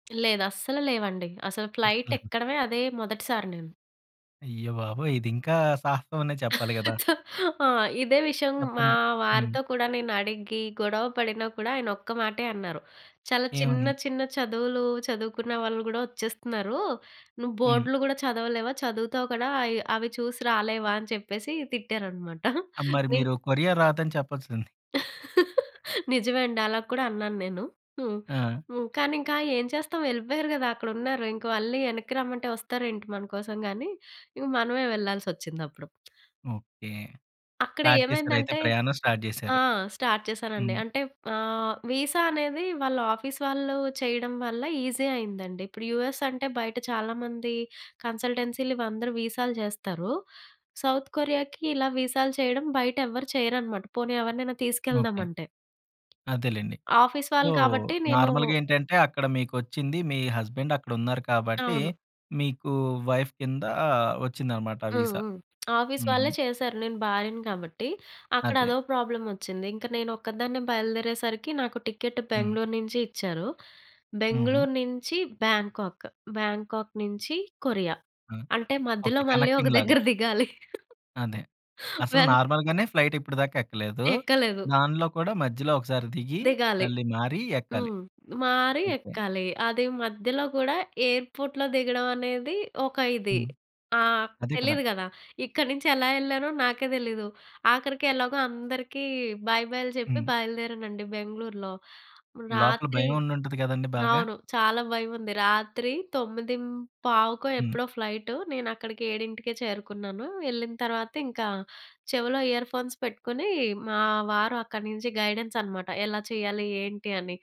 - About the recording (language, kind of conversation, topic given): Telugu, podcast, నువ్వు ఒంటరిగా చేసిన మొదటి ప్రయాణం గురించి చెప్పగలవా?
- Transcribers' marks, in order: tapping; in English: "ఫ్లైట్"; other background noise; laugh; chuckle; in English: "స్టార్ట్"; in English: "స్టార్ట్"; in English: "స్టార్ట్"; in English: "వీసా"; in English: "ఆఫీస్"; in English: "ఈజీ"; in English: "యూఎస్"; in English: "సో, నార్మల్‌గా"; in English: "హస్బేండ్"; in English: "వైఫ్"; in English: "వీసా"; in English: "ఆఫీస్"; in English: "ప్రాబ్లమ్"; in English: "కనెక్టింగ్‌లాగా"; laughing while speaking: "మళ్ళీ ఒక దగ్గర దిగాలి"; in English: "నార్మల్‌గానే ఫ్లైట్"; in English: "ఎయిర్‌పోర్ట్‌లో"; in English: "బై"; in English: "ఫ్లైట్"; in English: "ఇయర్ ఫోన్స్"; in English: "గైడెన్స్"